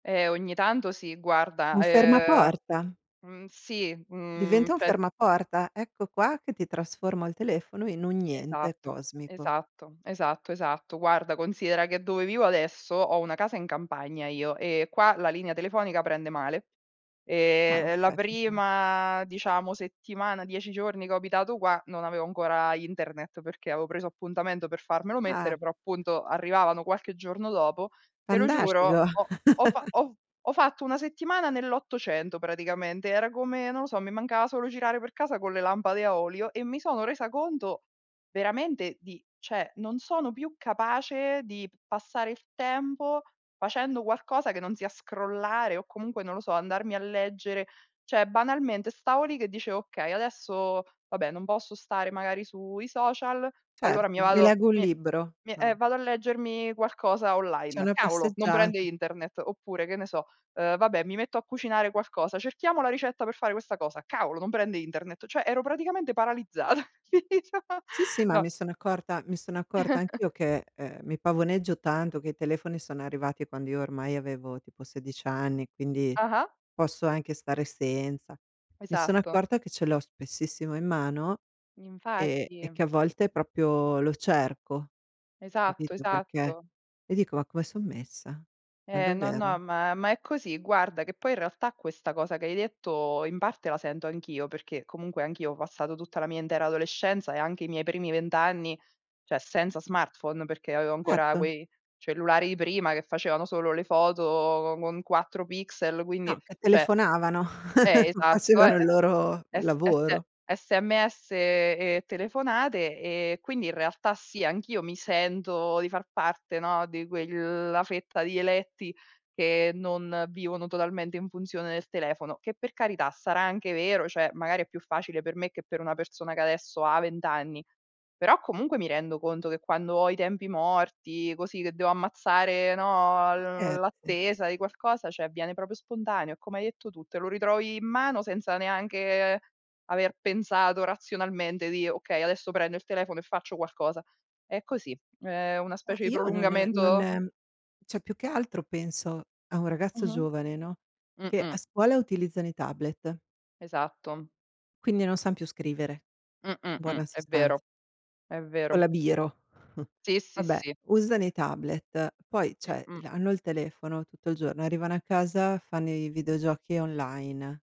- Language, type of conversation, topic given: Italian, unstructured, In che modo le invenzioni hanno influenzato il mondo moderno?
- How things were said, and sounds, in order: "cioè" said as "ceh"; tapping; put-on voice: "fantasctico"; "Fantastico" said as "fantasctico"; chuckle; "cioè" said as "ceh"; in English: "scrollare"; "cioè" said as "ceh"; "Cioè" said as "ceh"; other background noise; giggle; chuckle; "proprio" said as "propio"; chuckle; laughing while speaking: "facevano il loro"; "cioè" said as "ceh"; "cioè" said as "ceh"; chuckle; "cioè" said as "ceh"